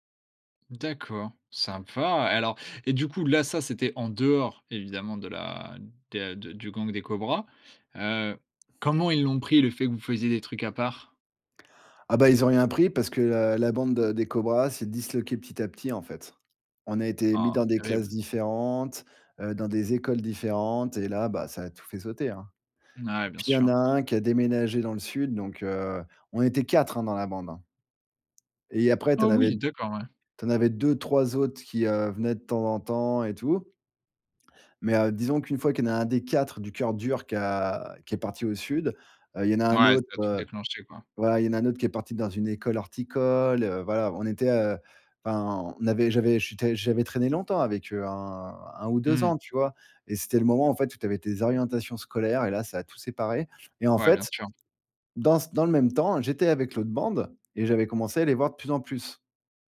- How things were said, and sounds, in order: other background noise; tapping; stressed: "quatre"
- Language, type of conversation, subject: French, podcast, Comment as-tu trouvé ta tribu pour la première fois ?